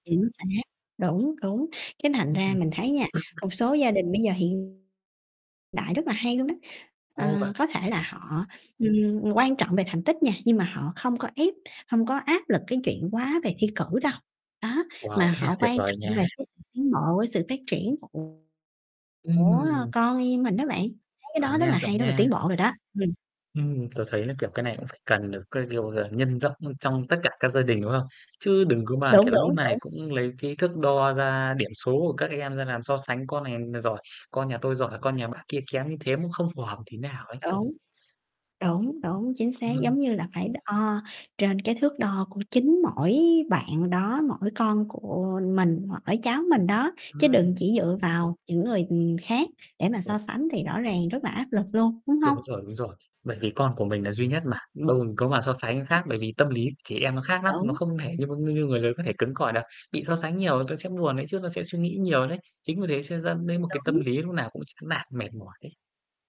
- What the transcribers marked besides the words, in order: distorted speech; other noise; unintelligible speech; mechanical hum; static; unintelligible speech; tapping; unintelligible speech; other background noise; unintelligible speech
- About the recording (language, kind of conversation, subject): Vietnamese, unstructured, Bạn nghĩ gì về áp lực thi cử trong trường học?